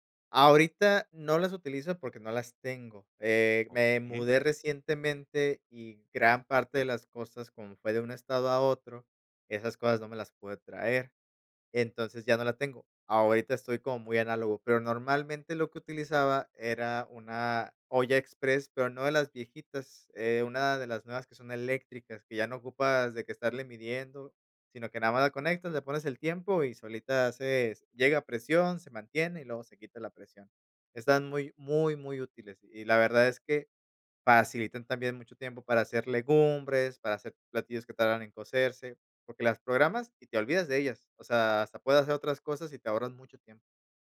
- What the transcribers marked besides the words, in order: none
- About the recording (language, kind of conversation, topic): Spanish, podcast, ¿Cómo cocinas cuando tienes poco tiempo y poco dinero?